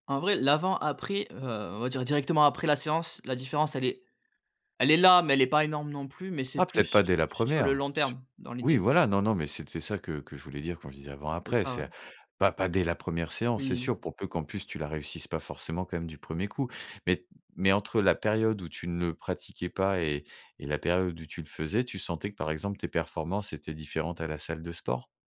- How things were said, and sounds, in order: none
- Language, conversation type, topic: French, podcast, Quels exercices de respiration pratiques-tu, et pourquoi ?